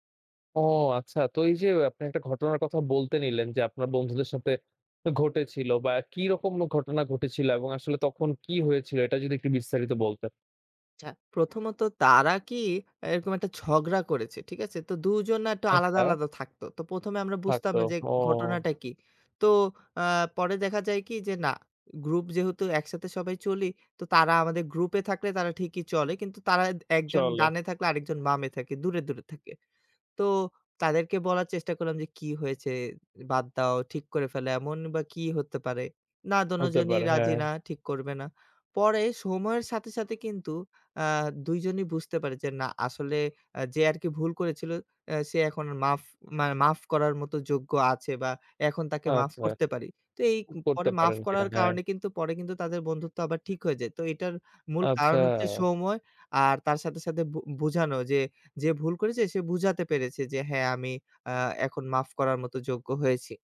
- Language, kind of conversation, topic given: Bengali, podcast, ভুল হলে আপনি কীভাবে ক্ষমা চান?
- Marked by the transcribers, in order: tapping